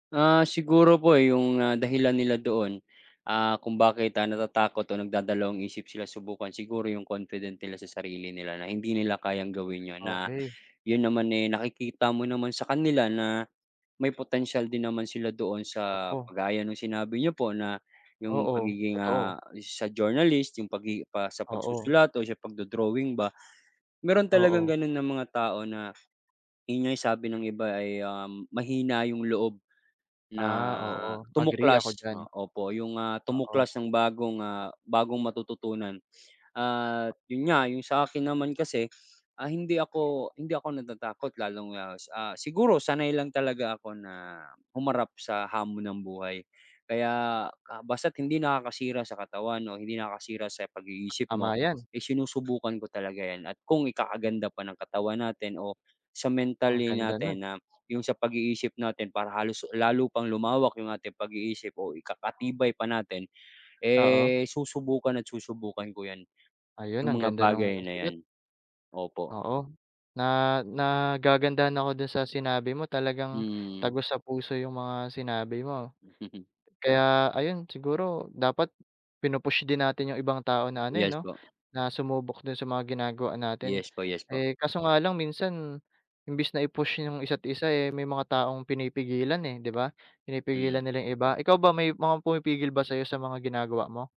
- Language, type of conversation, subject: Filipino, unstructured, Ano sa tingin mo ang pinakamahalagang libangan na dapat subukan ng lahat, at bakit kaya maraming nag-aalangan na matuto ng bagong kasanayan?
- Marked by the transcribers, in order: other background noise; chuckle